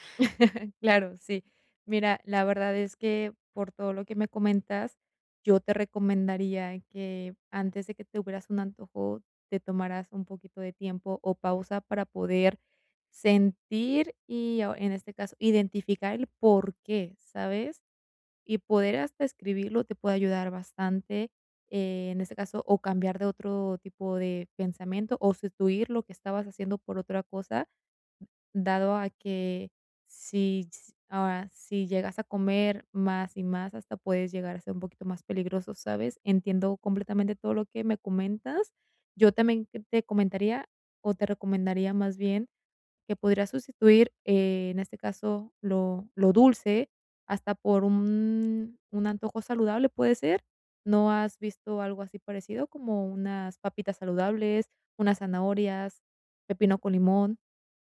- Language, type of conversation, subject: Spanish, advice, ¿Cómo puedo controlar los antojos y gestionar mis emociones sin sentirme mal?
- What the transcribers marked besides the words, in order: chuckle; other noise; drawn out: "un"; other background noise